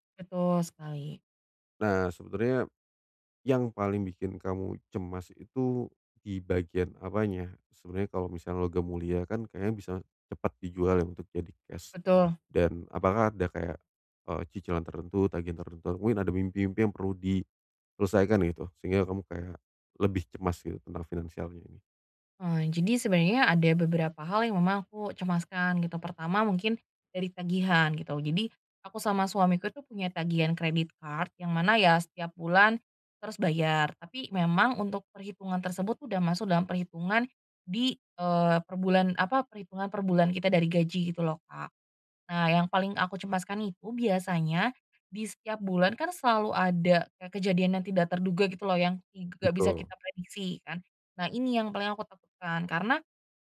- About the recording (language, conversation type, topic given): Indonesian, advice, Bagaimana cara mengelola kecemasan saat menjalani masa transisi dan menghadapi banyak ketidakpastian?
- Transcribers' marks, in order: in English: "credit card"